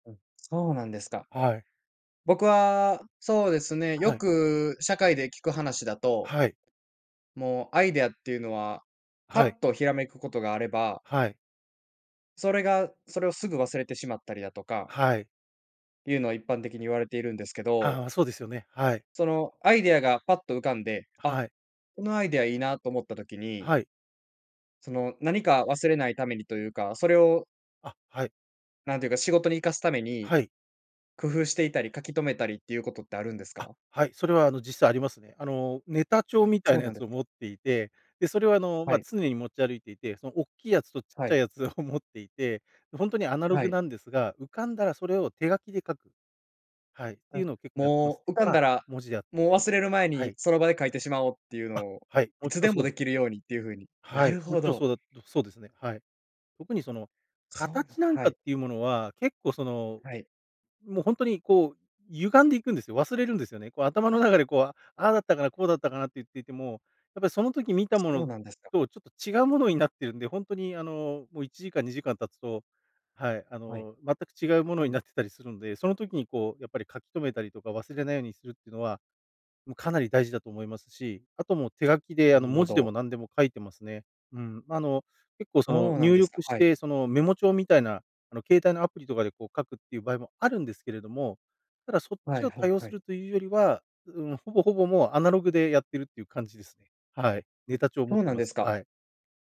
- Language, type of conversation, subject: Japanese, podcast, 創作のアイデアは普段どこから湧いてくる？
- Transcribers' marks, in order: none